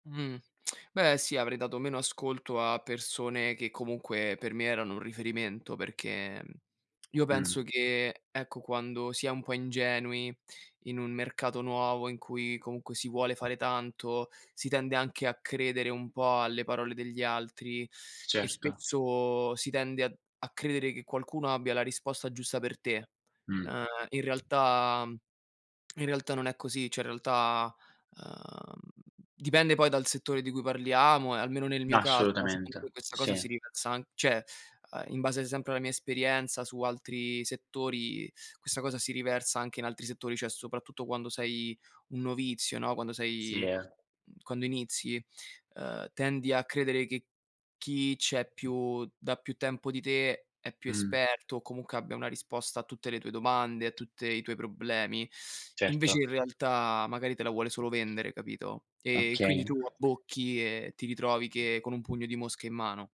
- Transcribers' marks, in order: "Cioè" said as "ceh"; "cioè" said as "ceh"; tapping; "comunque" said as "comunche"
- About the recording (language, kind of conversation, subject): Italian, podcast, Che consiglio daresti al tuo io più giovane?